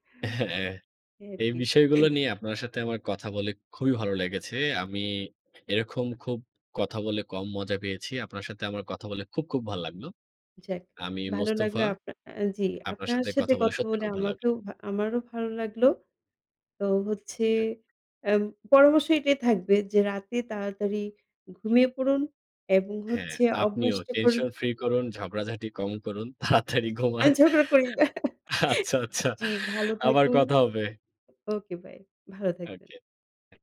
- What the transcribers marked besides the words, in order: laughing while speaking: "হ্যাঁ"; cough; other background noise; tapping; laughing while speaking: "আমি ঝগড়া করি না"; laughing while speaking: "তাড়াতাড়ি ঘুমান। আচ্ছা, আচ্ছা, আবার কথা হবে"; chuckle
- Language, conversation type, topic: Bengali, unstructured, সকালে তাড়াতাড়ি ঘুম থেকে ওঠা আর রাতে দেরি করে ঘুমানো—আপনি কোনটি বেশি পছন্দ করেন?